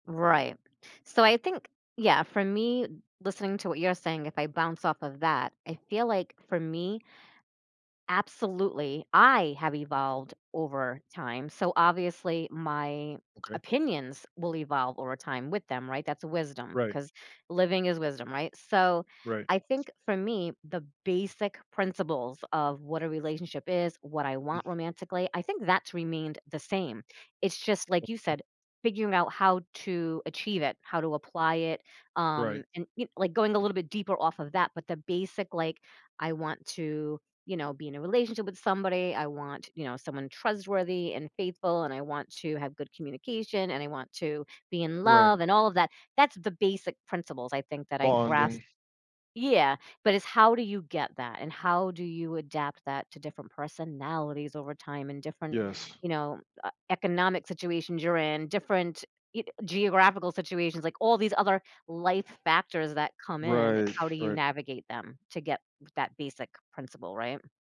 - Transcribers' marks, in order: stressed: "I"; other background noise
- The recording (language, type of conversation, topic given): English, unstructured, How do life experiences shape the way we view romantic relationships?